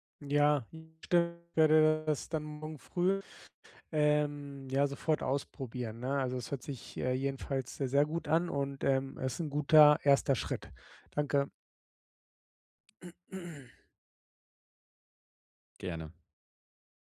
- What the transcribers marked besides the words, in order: unintelligible speech; throat clearing
- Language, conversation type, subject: German, advice, Wie kann ich trotz Unsicherheit eine tägliche Routine aufbauen?